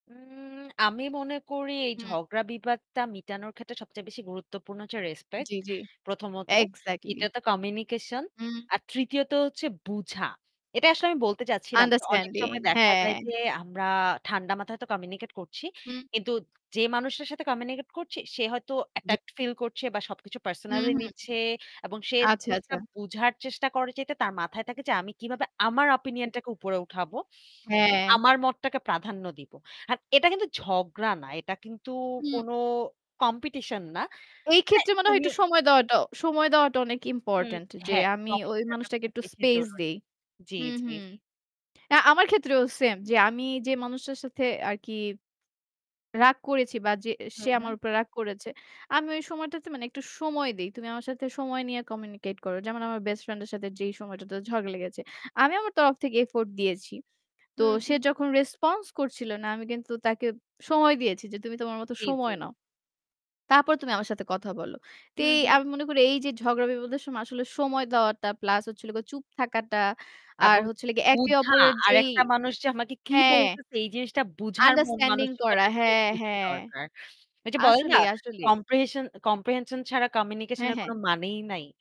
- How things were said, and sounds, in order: other noise; static; unintelligible speech; unintelligible speech; stressed: "রেসপন্স"; in English: "কম্প্রিহেশন কম্প্রিহেনশন"
- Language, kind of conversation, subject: Bengali, unstructured, বিবাদ হলে আপনি সাধারণত কী করেন?